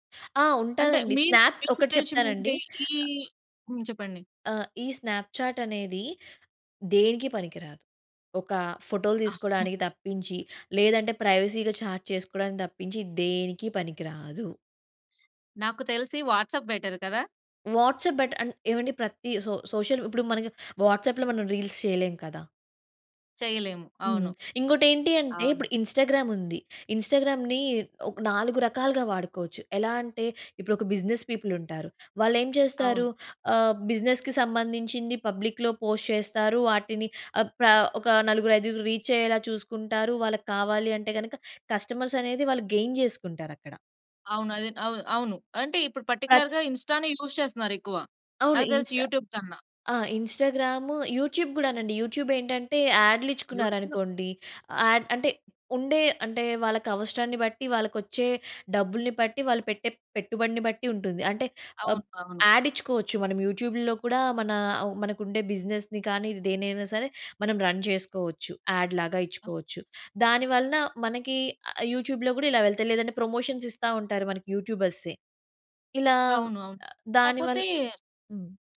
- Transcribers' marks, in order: in English: "స్నాప్"; other noise; in English: "స్నాప్‌చాట్"; chuckle; in English: "ప్రైవసీ‌గా చాట్"; in English: "వాట్సాప్ బెటర్"; in English: "వాట్సాప్"; in English: "సో సోషల్"; in English: "వాట్సాప్‌లో"; in English: "రీల్స్"; in English: "ఇన్‌స్టాగ్రామ్"; in English: "ఇన్‌స్టాగ్రామ్‌ని"; in English: "బిజినెస్ పీపుల్"; in English: "బిజినెస్‌కి"; in English: "పబ్లిక్‌లో పోస్ట్"; in English: "రీచ్"; in English: "కస్టమర్స్"; in English: "గెయిన్"; in English: "పార్టిక్యులర్‌గా ఇన్‌స్టా‌నే యూజ్"; in English: "ఇన్‌స్టా"; in English: "యూట్యూబ్"; in English: "ఇన్‌స్టాగ్రామ్ యూట్యూబ్"; in English: "యూట్యూబ్"; in English: "యాడ్‌లు"; in English: "యూట్యూబ్‌లో"; in English: "యాడ్"; in English: "యాడ్"; in English: "యూట్యూబ్‌లో"; in English: "బిజినెస్‌ని"; in English: "రన్"; in English: "యాడ్"; in English: "యూట్యూబ్‌లో"; in English: "ప్రమోషన్స్"
- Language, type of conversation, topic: Telugu, podcast, నిజంగా కలుసుకున్న తర్వాత ఆన్‌లైన్ బంధాలు ఎలా మారతాయి?